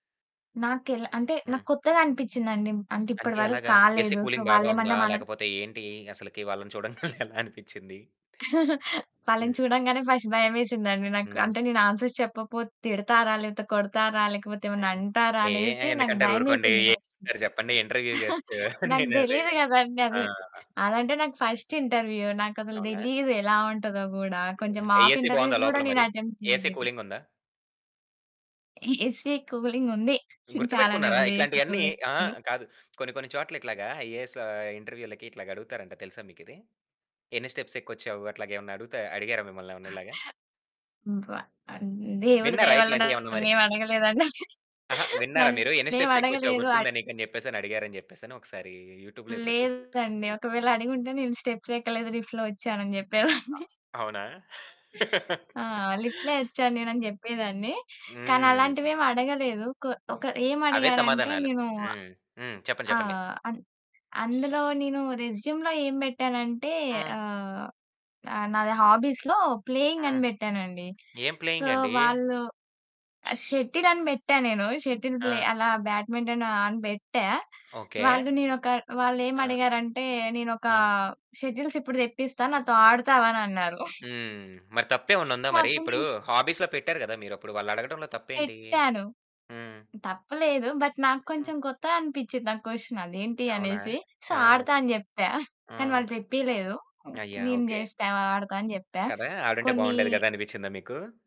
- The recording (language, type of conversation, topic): Telugu, podcast, జీవితంలోని అవరోధాలను మీరు అవకాశాలుగా ఎలా చూస్తారు?
- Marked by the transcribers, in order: static; in English: "ఏసీ కూలింగ్"; in English: "సో"; laughing while speaking: "చూడంగానే ఎలా అనిపించింది?"; giggle; in English: "ఫస్ట్"; in English: "ఆన్స్వర్స్"; in English: "ఫస్ట్"; chuckle; in English: "ఇంటర్వ్యూ జస్ట్"; in English: "ఫస్ట్ ఇంటర్వ్యూ"; in English: "మాక్ ఇంటర్వ్యూస్"; in English: "ఏసీ"; in English: "అటెంప్ట్"; in English: "ఏసీ కూలింగ్"; in English: "ఏసీ కూలింగ్"; giggle; in English: "ఏసీ కూలింగ్"; in English: "ఐఏఎస్"; in English: "స్టెప్స్"; giggle; distorted speech; chuckle; in English: "స్టెప్స్"; in English: "యూట్యూబ్‌లో"; in English: "స్టెప్స్"; in English: "లిఫ్ట్‌లో"; giggle; in English: "లిఫ్ట్‌లో"; laugh; in English: "రెస్యూమ్‌లో"; in English: "హాబీస్‌లో ప్లేయింగ్"; in English: "సో"; in English: "ప్లేయింగ్"; in English: "షటిల్"; in English: "షటిల్ ప్లే"; in English: "బ్యాడ్మింటన్"; in English: "షటిల్స్"; giggle; in English: "సో"; in English: "హాబీస్‌లో"; in English: "బట్"; in English: "క్వెషన్"; in English: "సో"; in English: "జస్ట్"